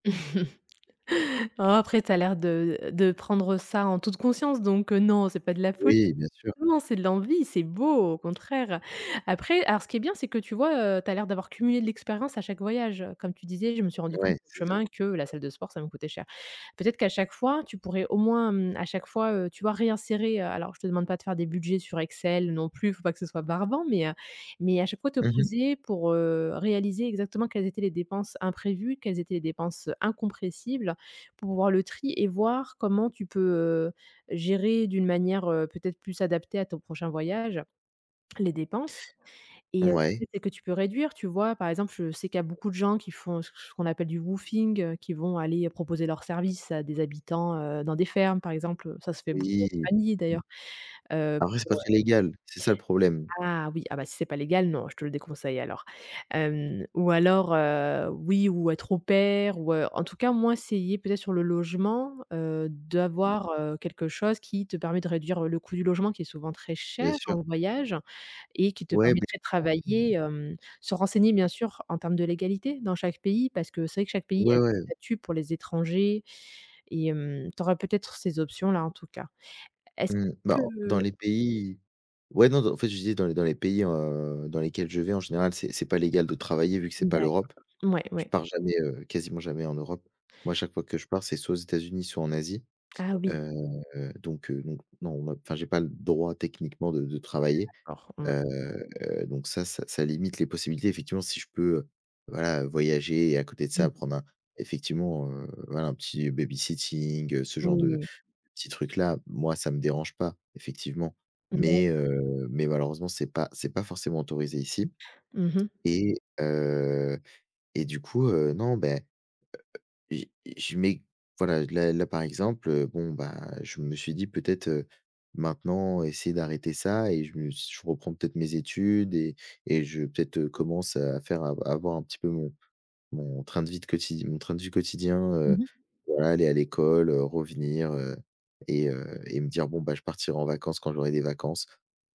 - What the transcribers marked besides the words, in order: chuckle; stressed: "beau"; tapping; unintelligible speech; in English: "woofing"; stressed: "très cher"; unintelligible speech; other background noise
- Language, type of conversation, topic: French, advice, Comment décrire une décision financière risquée prise sans garanties ?